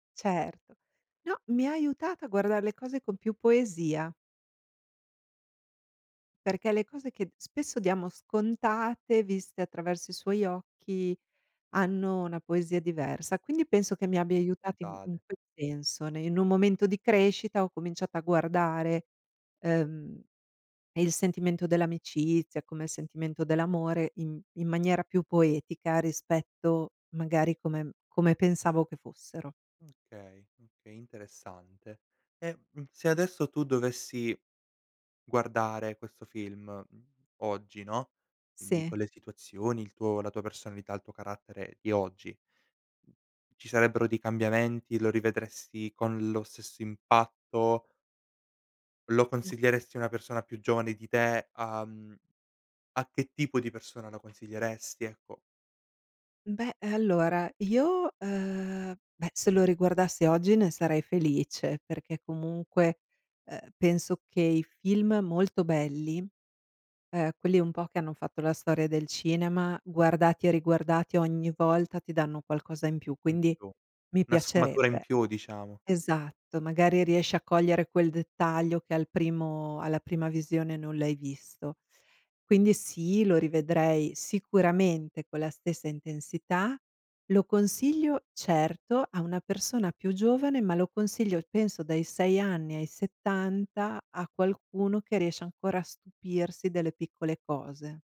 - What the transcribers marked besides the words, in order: other background noise; tapping; unintelligible speech
- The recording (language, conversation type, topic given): Italian, podcast, Quale film ti fa tornare subito indietro nel tempo?